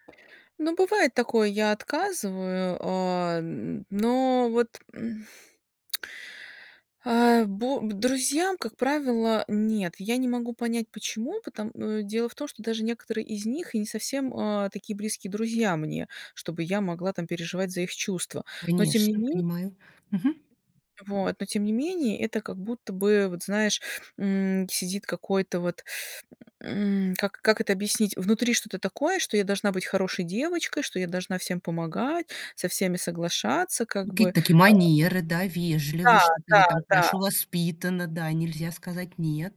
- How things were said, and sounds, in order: tsk; tapping; other background noise
- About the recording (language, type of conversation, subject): Russian, advice, Как научиться говорить «нет», не расстраивая других?